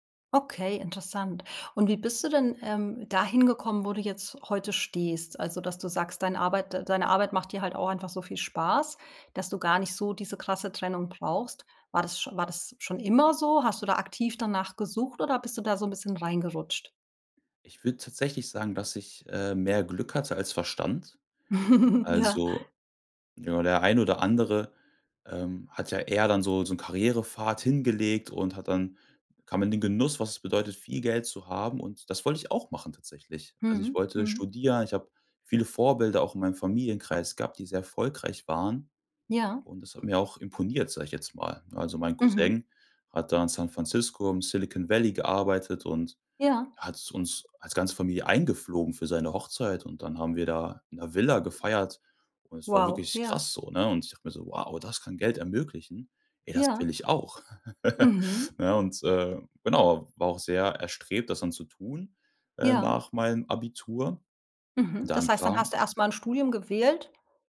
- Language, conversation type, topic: German, podcast, Wie findest du eine gute Balance zwischen Arbeit und Freizeit?
- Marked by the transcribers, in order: giggle; laughing while speaking: "Ja"; laugh